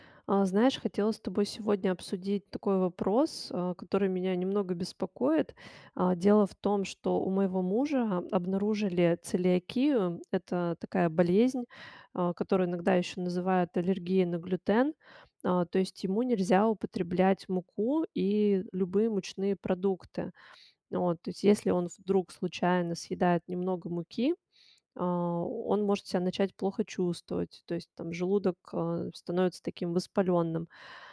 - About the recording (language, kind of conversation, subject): Russian, advice, Какое изменение в вашем здоровье потребовало от вас новой рутины?
- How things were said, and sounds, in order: none